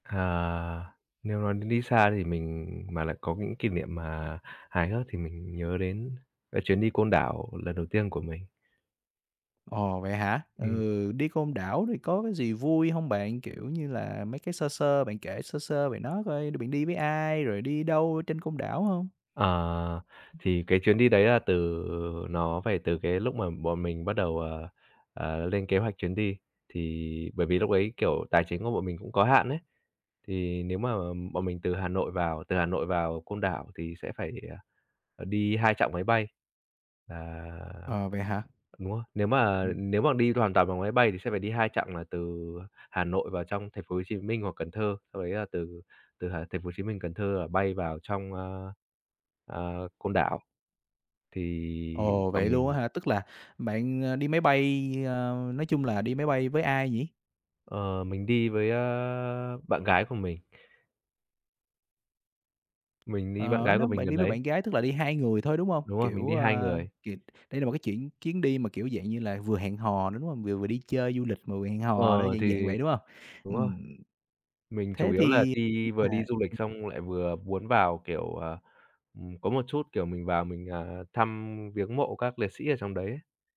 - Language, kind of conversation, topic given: Vietnamese, podcast, Bạn có kỷ niệm hài hước nào khi đi xa không?
- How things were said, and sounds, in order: tapping; other background noise; unintelligible speech